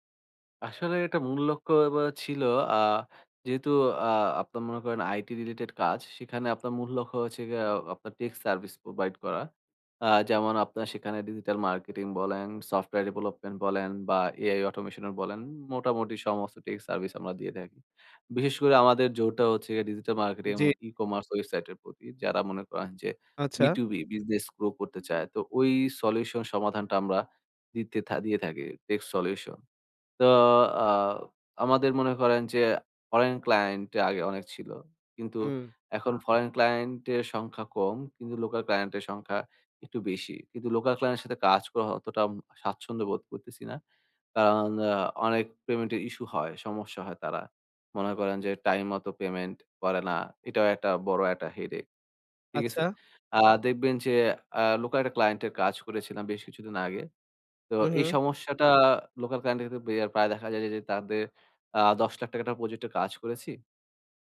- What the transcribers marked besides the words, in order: in English: "tech solution"; in English: "headace"; other background noise
- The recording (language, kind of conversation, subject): Bengali, advice, ব্যর্থতার পর কীভাবে আবার লক্ষ্য নির্ধারণ করে এগিয়ে যেতে পারি?